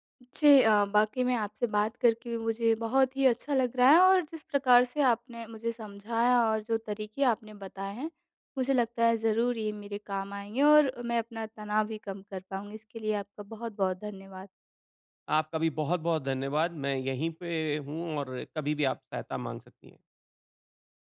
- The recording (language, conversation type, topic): Hindi, advice, मैं आज तनाव कम करने के लिए कौन-से सरल अभ्यास कर सकता/सकती हूँ?
- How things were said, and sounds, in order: none